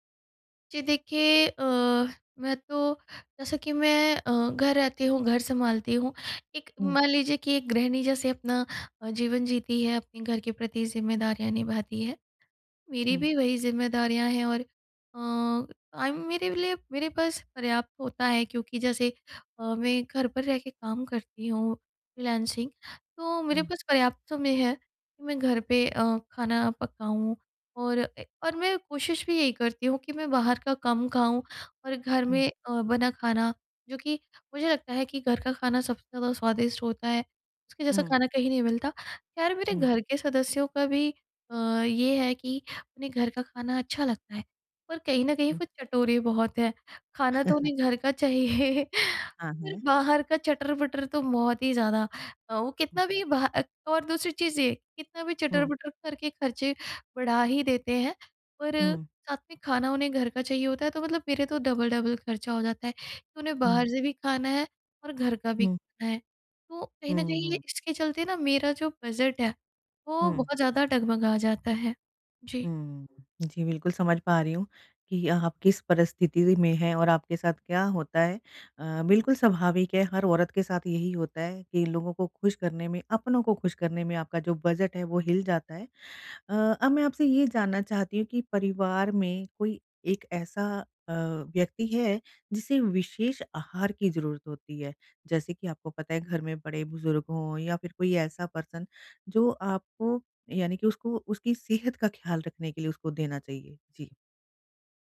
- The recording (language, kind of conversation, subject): Hindi, advice, सीमित बजट में आप रोज़ाना संतुलित आहार कैसे बना सकते हैं?
- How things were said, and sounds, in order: in English: "टाइम"; chuckle; laughing while speaking: "चाहिए"; in English: "डबल-डबल"; tapping; in English: "पर्सन"